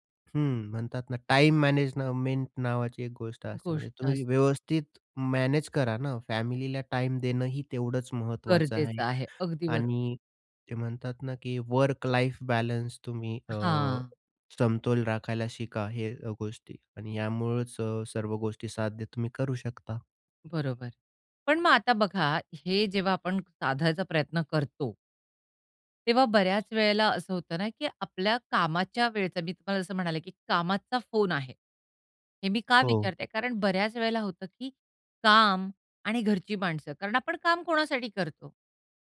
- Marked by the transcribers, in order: in English: "टाईम मॅनेजनामेंट"; "मॅनेजमेंट" said as "मॅनेजनामेंट"; in English: "मॅनेज"; in English: "फॅमिलीला टाईम"; in English: "वर्क लाइफ बॅलन्स"
- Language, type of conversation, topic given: Marathi, podcast, फोन बाजूला ठेवून जेवताना तुम्हाला कसं वाटतं?